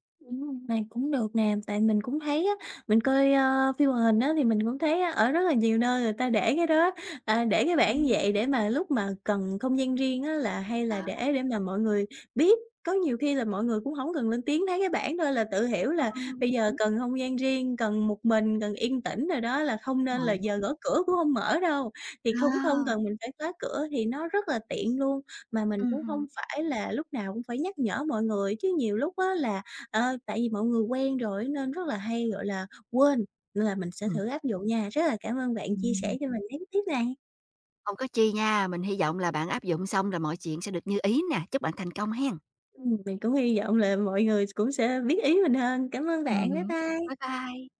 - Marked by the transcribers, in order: tapping; other background noise; unintelligible speech
- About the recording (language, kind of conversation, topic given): Vietnamese, advice, Làm sao để giữ ranh giới và bảo vệ quyền riêng tư với người thân trong gia đình mở rộng?